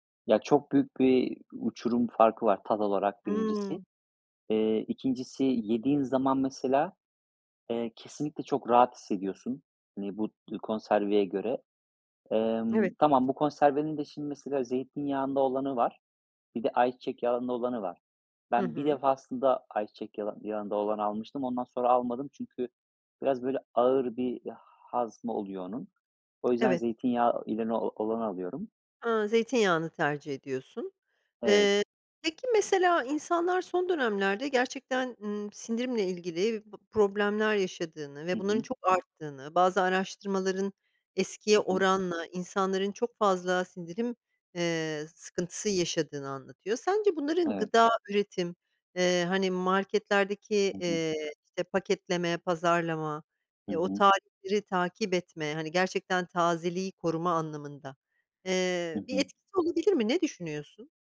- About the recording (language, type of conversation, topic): Turkish, podcast, Gıda israfını azaltmanın en etkili yolları hangileridir?
- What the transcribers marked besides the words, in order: tapping